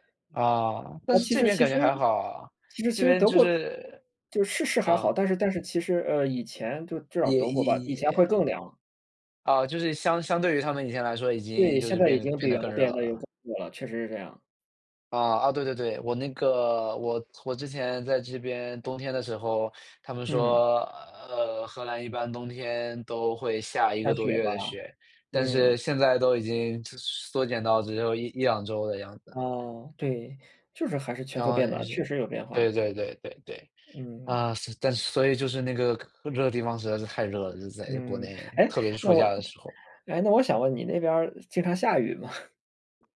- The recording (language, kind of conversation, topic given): Chinese, unstructured, 你怎么看最近的天气变化？
- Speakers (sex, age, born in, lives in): male, 25-29, China, Netherlands; male, 35-39, China, Germany
- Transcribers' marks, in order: other background noise; laughing while speaking: "吗？"